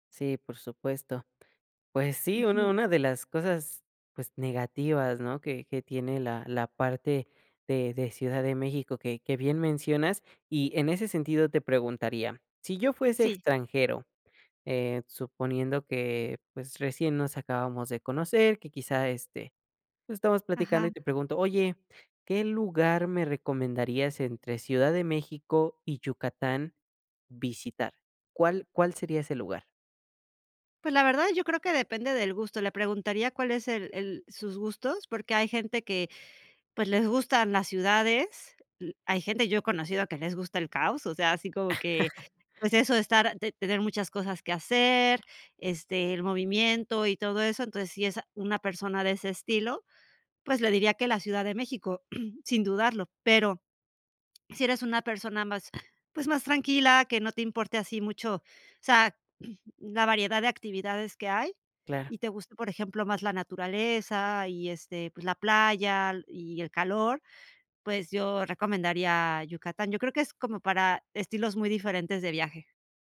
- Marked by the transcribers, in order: tapping; other background noise; laugh; throat clearing; throat clearing
- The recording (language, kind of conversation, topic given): Spanish, podcast, ¿Qué significa para ti decir que eres de algún lugar?